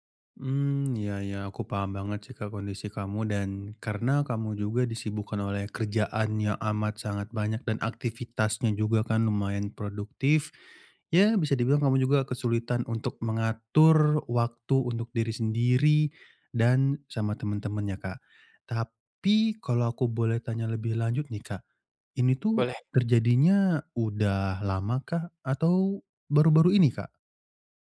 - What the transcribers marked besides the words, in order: none
- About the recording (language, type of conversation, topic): Indonesian, advice, Bagaimana saya bisa tetap menekuni hobi setiap minggu meskipun waktu luang terasa terbatas?